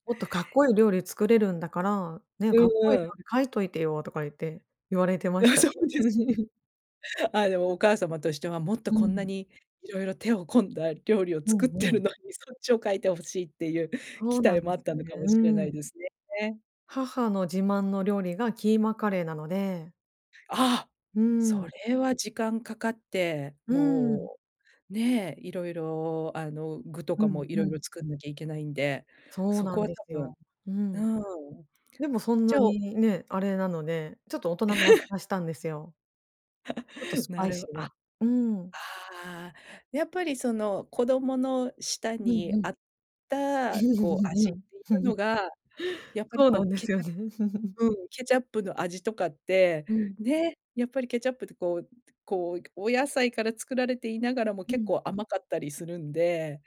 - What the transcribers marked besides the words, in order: laughing while speaking: "あ、そうですね"; laugh; laughing while speaking: "作ってるのに"; laugh; laugh; laugh
- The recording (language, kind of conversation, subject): Japanese, podcast, 子どもの頃の家の味は、どんな料理でしたか？